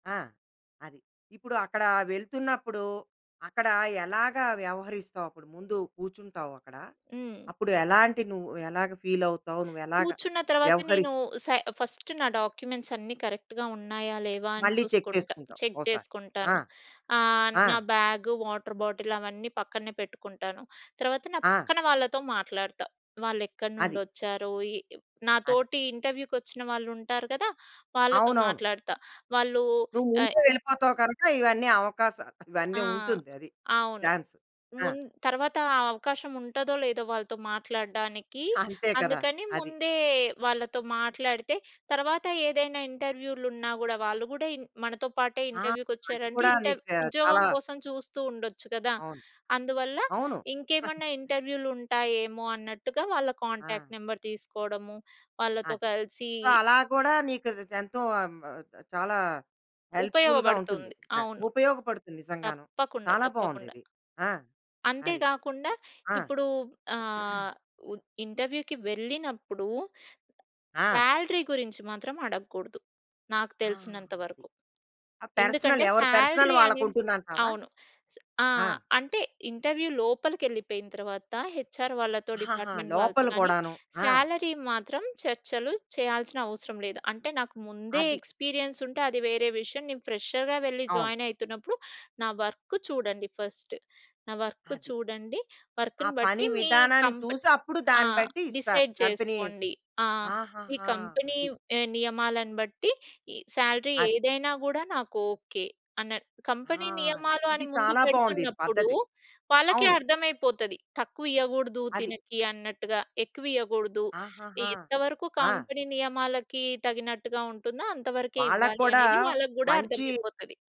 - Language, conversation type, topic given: Telugu, podcast, ఇంటర్వ్యూకు సిద్ధం కావడానికి మీకు సహాయపడిన ముఖ్యమైన చిట్కాలు ఏవి?
- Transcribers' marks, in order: other background noise; in English: "ఫస్ట్"; in English: "డాక్యుమెంట్స్"; in English: "కరెక్ట్‌గా"; in English: "చెక్"; in English: "చెక్"; other noise; in English: "చాన్స్"; chuckle; in English: "కాంటాక్ట్ నెంబర్"; in English: "సో"; in English: "హెల్ప్‌ఫుల్‌గా"; unintelligible speech; in English: "ఇంటర్‌వ్యూకి"; throat clearing; in English: "సాలరీ"; in English: "సాలరీ"; in English: "పర్సనల్"; in English: "పర్సనల్"; in English: "ఇంటర్‌వ్యూ"; in English: "హెచ్‌ఆర్"; in English: "డిపార్ట్‌మెంట్"; in English: "సాలరీ"; in English: "ఫ్రెషర్‌గా"; in English: "జాయిన్"; in English: "వర్క్"; in English: "ఫస్ట్"; in English: "వర్క్"; in English: "వర్క్‌ని"; in English: "కంపెనీ"; in English: "డిసైడ్"; in English: "కంపెనీ"; in English: "కంపెనీ"; in English: "సాలరీ"; in English: "కంపెనీ"; in English: "కంపెనీ"